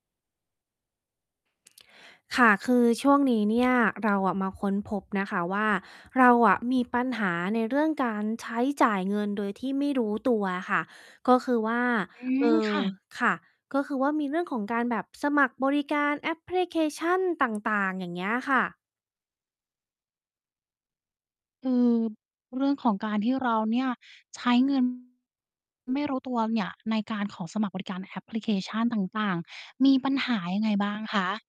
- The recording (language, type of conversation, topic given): Thai, advice, คุณสมัครบริการหรือแอปหลายอย่างแล้วลืมยกเลิกจนเงินถูกหักไปเรื่อย ๆ ทีละเล็กทีละน้อยใช่ไหม?
- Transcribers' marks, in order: tapping; other background noise; distorted speech